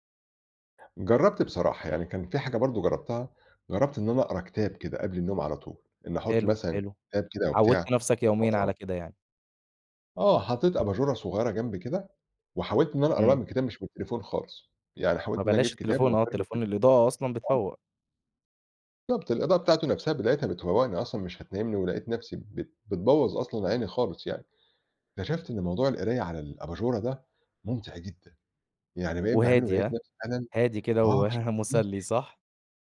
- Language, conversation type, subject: Arabic, podcast, إزاي تحافظ على نوم وراحة كويسين وإنت في فترة التعافي؟
- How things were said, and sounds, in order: unintelligible speech; laughing while speaking: "ومُسلي"